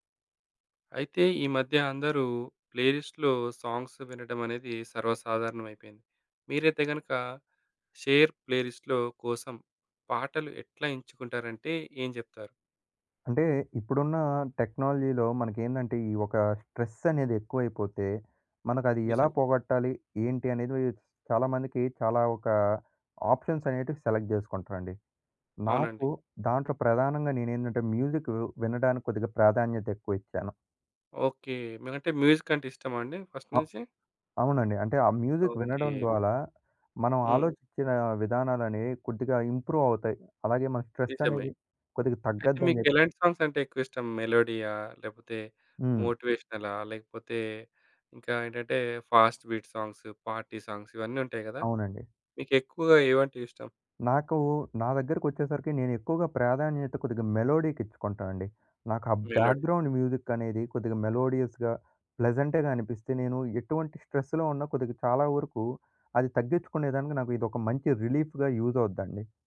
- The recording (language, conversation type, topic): Telugu, podcast, షేర్ చేసుకునే పాటల జాబితాకు పాటలను ఎలా ఎంపిక చేస్తారు?
- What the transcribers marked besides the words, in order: other background noise; in English: "ప్లేలిస్ట్‌లో సాంగ్స్"; tapping; in English: "షేర్ ప్లేలిస్ట్‌లో"; in English: "టెక్నాలజీలో"; in English: "సెలెక్ట్"; in English: "ఫస్ట్"; in English: "మ్యూజిక్"; in English: "ఫాస్ట్‌బీట్ సాంగ్స్, పార్టీ సాంగ్స్"; in English: "బ్యాక్‌గ్రౌండ్"; in English: "మేలోడి"; in English: "మెలోడియస్‌గా"; in English: "స్ట్రెస్‌లో"; in English: "రిలీఫ్‌గా"